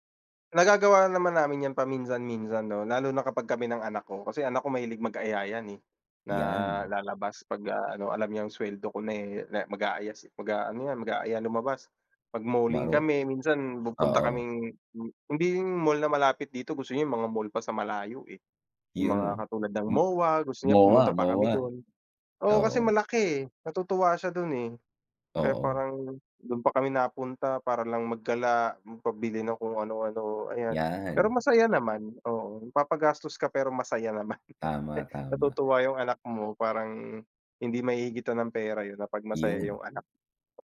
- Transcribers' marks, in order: chuckle
- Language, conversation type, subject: Filipino, unstructured, Anu-ano ang mga aktibidad na ginagawa ninyo bilang pamilya para mas mapalapit sa isa’t isa?